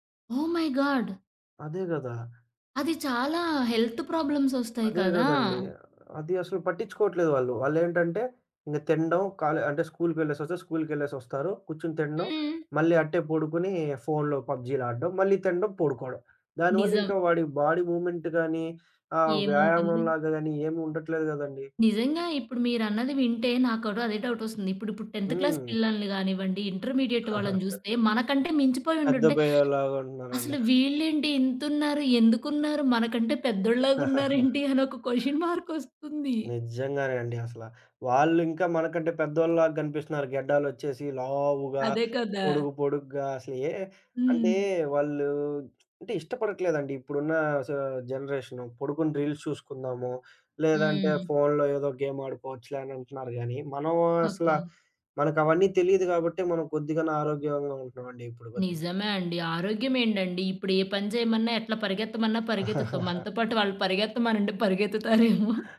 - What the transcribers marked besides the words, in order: in English: "ఓహ్ మై గాడ్!"; in English: "హెల్త్ ప్రాబ్లమ్స్"; in English: "బాడీ మూవ్‌మెంట్"; in English: "డౌట్"; in English: "టెంథ్ క్లాస్"; chuckle; other background noise; in English: "ఇంటర్మీడియేట్"; laughing while speaking: "పెద్దోళ్ళలాగున్నారేంటి? అని ఒక క్వెషన్ మార్క్ ఒస్తుంది"; chuckle; in English: "క్వెషన్ మార్క్"; tapping; lip smack; in English: "రీల్స్"; in English: "గేమ్"; chuckle; laughing while speaking: "పరిగెత్తుతారేమో"
- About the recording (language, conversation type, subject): Telugu, podcast, సాంప్రదాయ ఆటలు చిన్నప్పుడు ఆడేవారా?